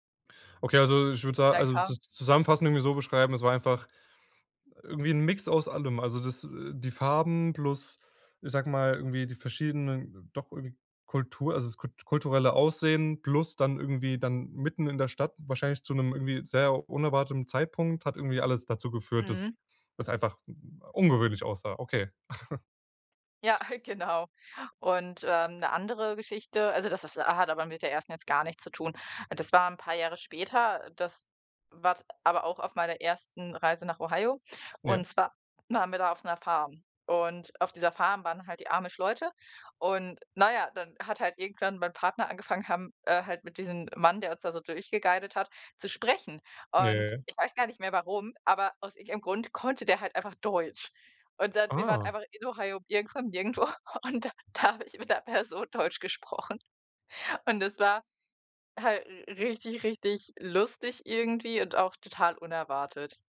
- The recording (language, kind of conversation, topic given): German, podcast, Was war deine ungewöhnlichste Begegnung auf Reisen?
- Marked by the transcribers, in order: chuckle; laughing while speaking: "Ja, genau"; chuckle; laughing while speaking: "da da habe ich mit 'ner Person Deutsch gesprochen"